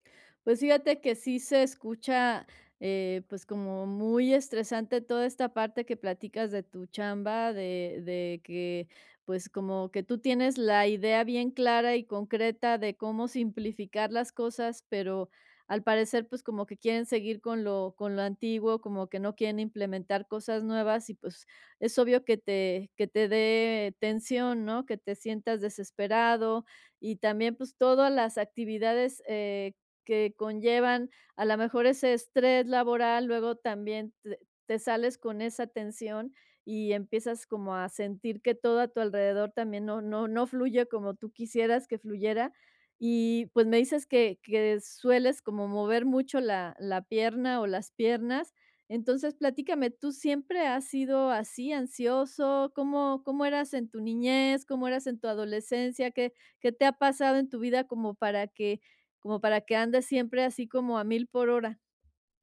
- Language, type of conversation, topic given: Spanish, advice, ¿Cómo puedo identificar y nombrar mis emociones cuando estoy bajo estrés?
- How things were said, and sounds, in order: other background noise